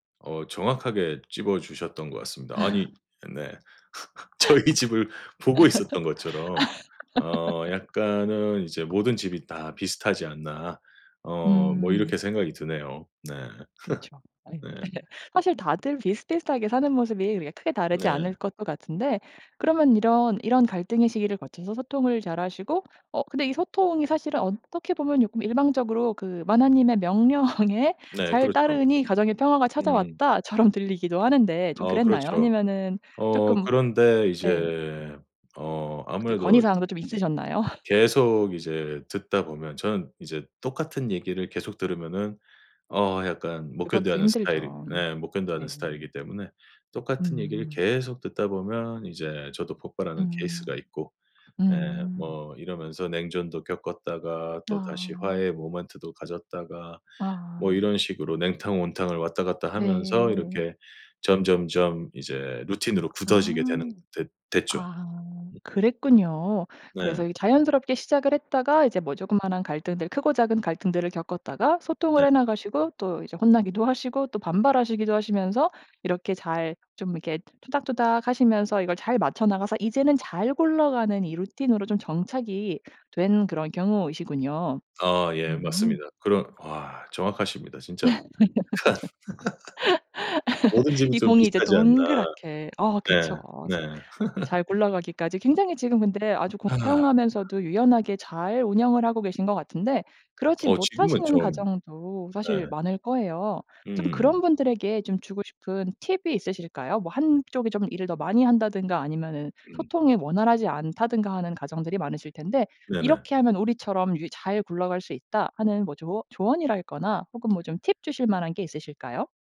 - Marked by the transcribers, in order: laugh; other background noise; laugh; laughing while speaking: "저희 집을 보고"; laugh; laughing while speaking: "명령에"; laughing while speaking: "처럼"; laugh; laugh; sigh; tapping
- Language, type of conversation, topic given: Korean, podcast, 맞벌이 부부는 집안일을 어떻게 조율하나요?